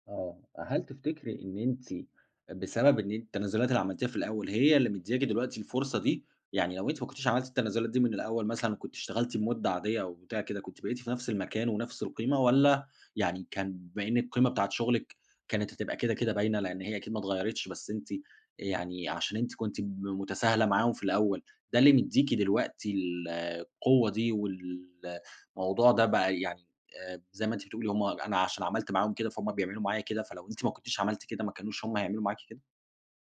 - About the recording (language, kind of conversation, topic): Arabic, podcast, إزاي أعلّم نفسي أقول «لأ» لما يطلبوا مني شغل زيادة؟
- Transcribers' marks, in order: none